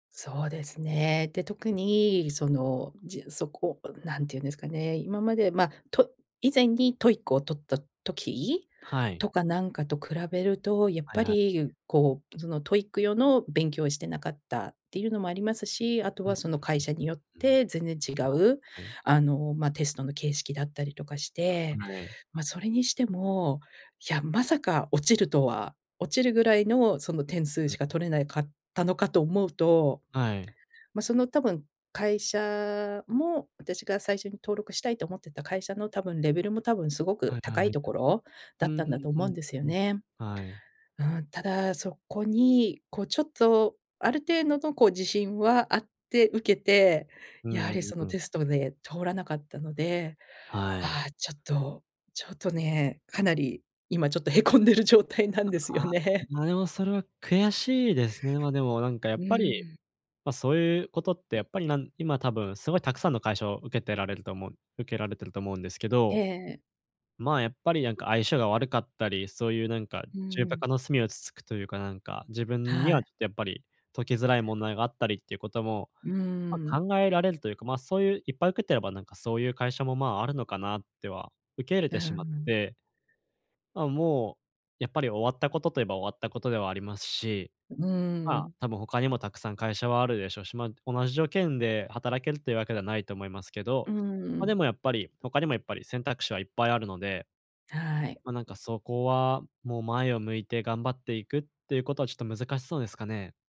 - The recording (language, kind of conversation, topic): Japanese, advice, 失敗した後に自信を取り戻す方法は？
- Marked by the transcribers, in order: other background noise; laughing while speaking: "へこんでる状態なんですよね"; tapping